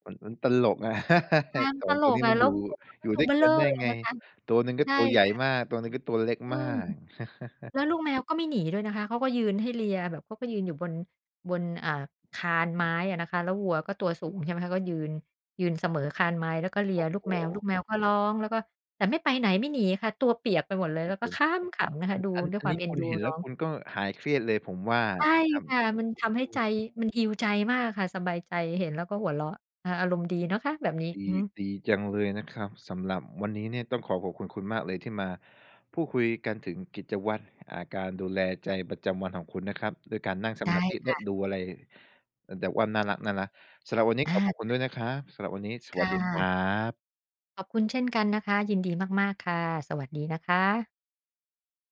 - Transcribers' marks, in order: chuckle; chuckle; in English: "heal"
- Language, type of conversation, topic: Thai, podcast, กิจวัตรดูแลใจประจำวันของคุณเป็นอย่างไรบ้าง?